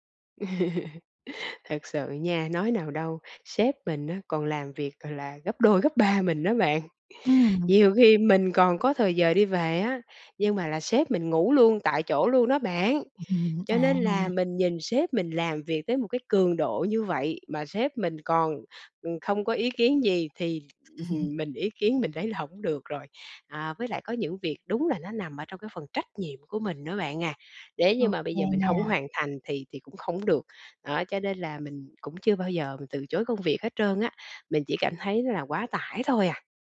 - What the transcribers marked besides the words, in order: laugh; tapping; laughing while speaking: "ừm"; chuckle
- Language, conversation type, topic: Vietnamese, advice, Làm sao để cân bằng thời gian giữa công việc và cuộc sống cá nhân?
- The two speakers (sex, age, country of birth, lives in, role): female, 25-29, Vietnam, Vietnam, advisor; female, 40-44, Vietnam, Vietnam, user